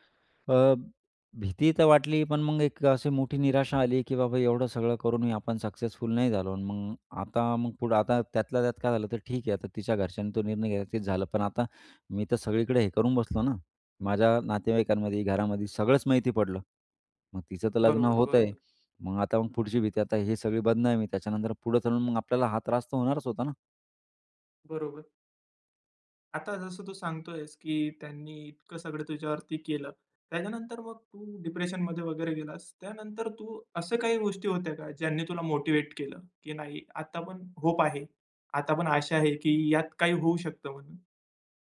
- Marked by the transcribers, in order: tapping; in English: "डिप्रेशनमध्ये"
- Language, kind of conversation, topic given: Marathi, podcast, तुझ्या आयुष्यातला एक मोठा वळण कोणता होता?